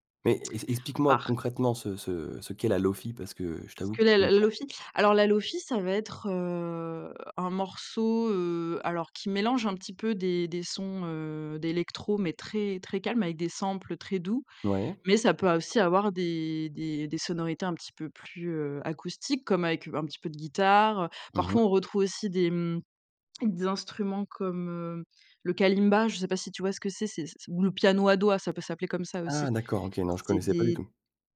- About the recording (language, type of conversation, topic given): French, podcast, Comment la musique influence-t-elle tes journées ou ton humeur ?
- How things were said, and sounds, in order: stressed: "guitare"; stressed: "Ah"